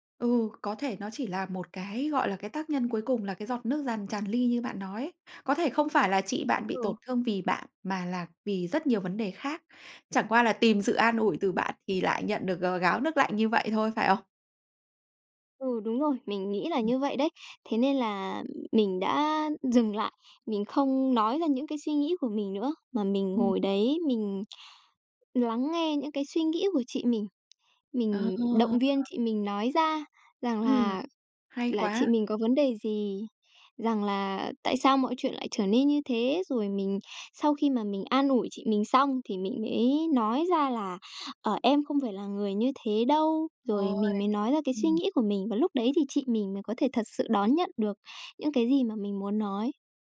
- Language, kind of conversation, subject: Vietnamese, podcast, Bạn có thể kể về một lần bạn dám nói ra điều khó nói không?
- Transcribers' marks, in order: other background noise; tapping